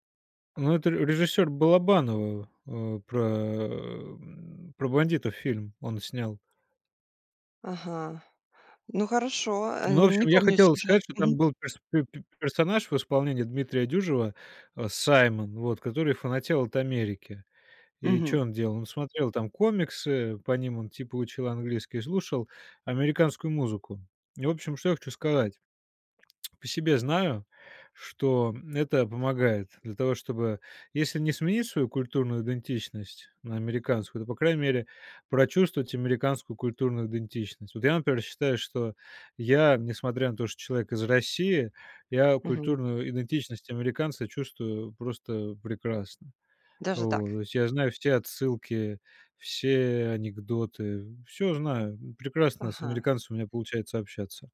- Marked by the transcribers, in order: lip smack; tapping
- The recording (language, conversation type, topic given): Russian, podcast, Как музыка помогает сохранять или менять культурную идентичность?